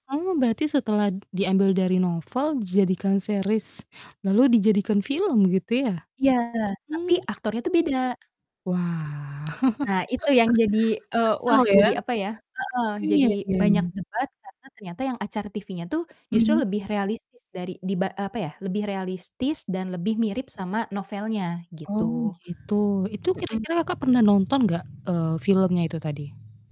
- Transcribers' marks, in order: distorted speech; chuckle; other street noise
- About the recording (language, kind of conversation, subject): Indonesian, podcast, Acara televisi apa yang bikin kamu kecanduan?
- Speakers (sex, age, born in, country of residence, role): female, 25-29, Indonesia, Indonesia, guest; female, 25-29, Indonesia, Indonesia, host